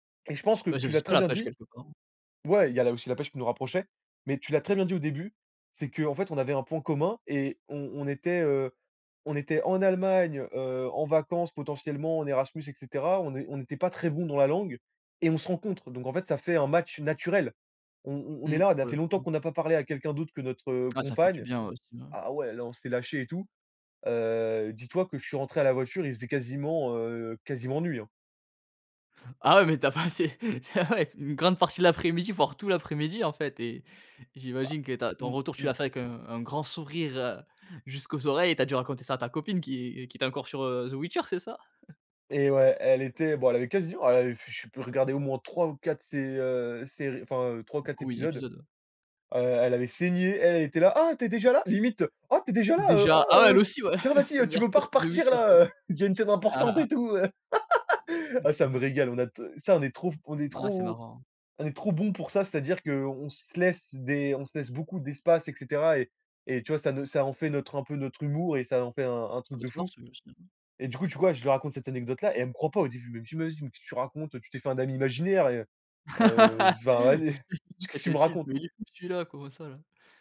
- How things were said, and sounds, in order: laughing while speaking: "passé tu as ah ouais"; chuckle; scoff; laugh; laugh; unintelligible speech; unintelligible speech; laugh; chuckle
- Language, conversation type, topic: French, podcast, Pouvez-vous nous raconter l’histoire d’une amitié née par hasard à l’étranger ?